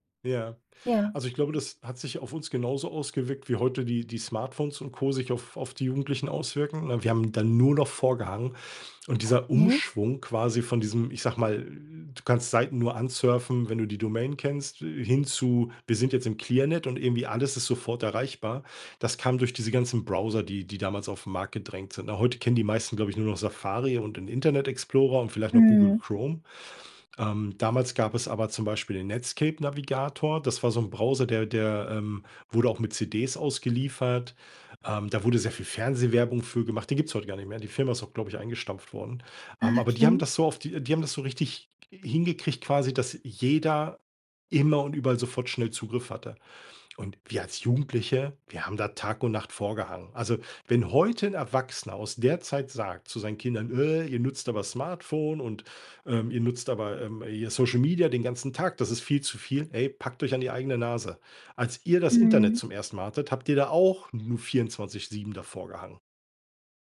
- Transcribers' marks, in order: in English: "Clearnet"
- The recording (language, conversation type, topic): German, podcast, Wie hat Social Media deine Unterhaltung verändert?